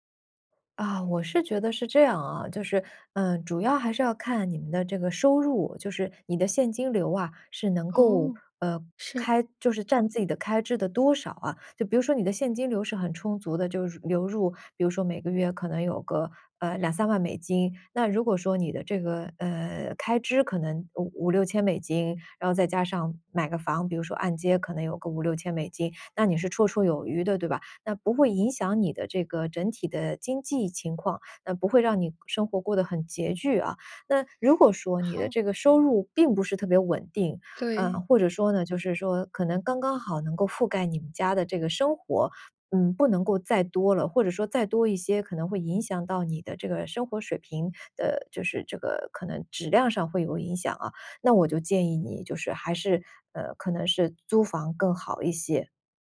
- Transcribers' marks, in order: none
- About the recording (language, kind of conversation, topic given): Chinese, podcast, 你该如何决定是买房还是继续租房？